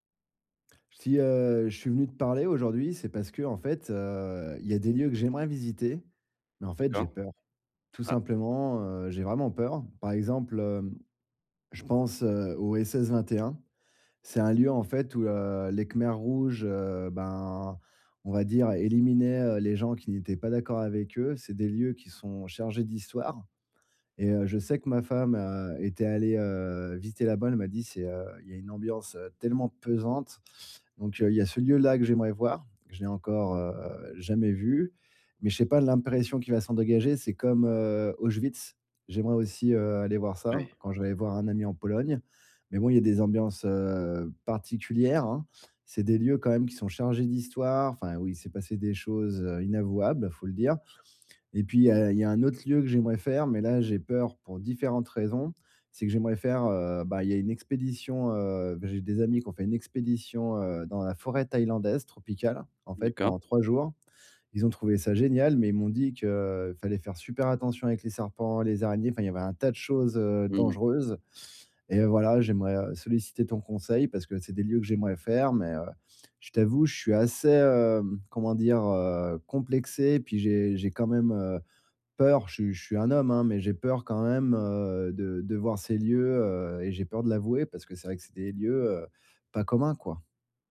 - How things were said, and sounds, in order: none
- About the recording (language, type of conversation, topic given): French, advice, Comment puis-je explorer des lieux inconnus malgré ma peur ?